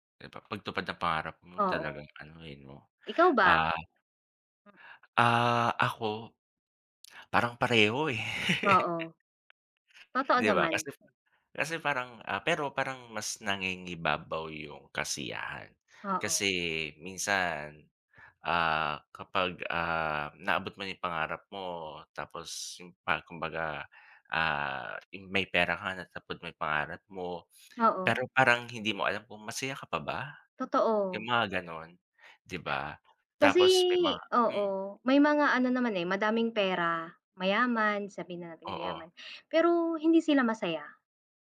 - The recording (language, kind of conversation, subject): Filipino, unstructured, Sa tingin mo ba, mas mahalaga ang pera o ang kasiyahan sa pagtupad ng pangarap?
- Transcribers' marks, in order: chuckle; unintelligible speech; tapping